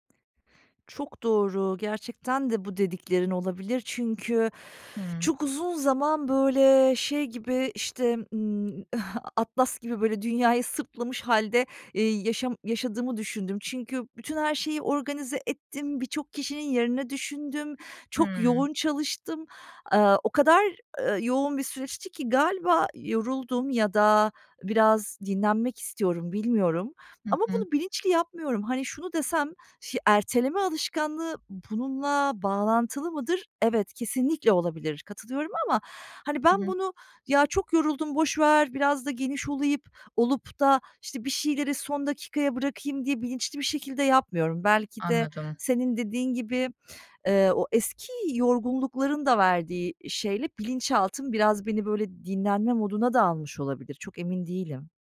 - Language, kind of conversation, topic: Turkish, advice, Sürekli erteleme ve son dakika paniklerini nasıl yönetebilirim?
- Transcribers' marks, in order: tapping; other background noise; scoff